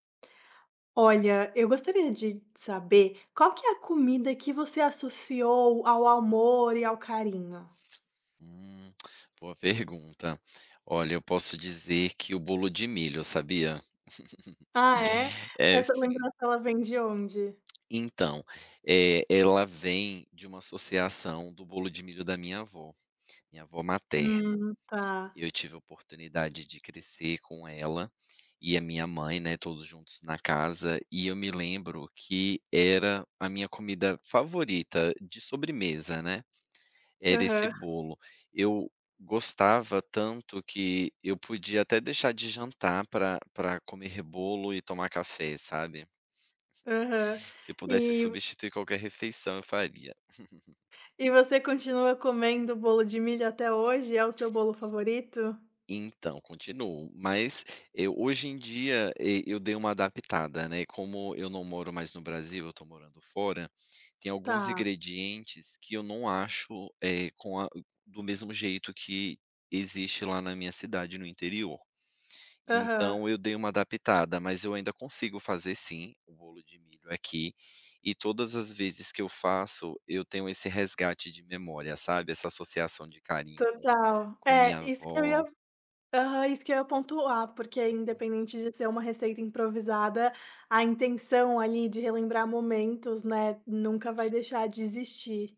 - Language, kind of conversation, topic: Portuguese, podcast, Qual comida você associa ao amor ou ao carinho?
- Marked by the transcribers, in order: chuckle; tapping; chuckle; other background noise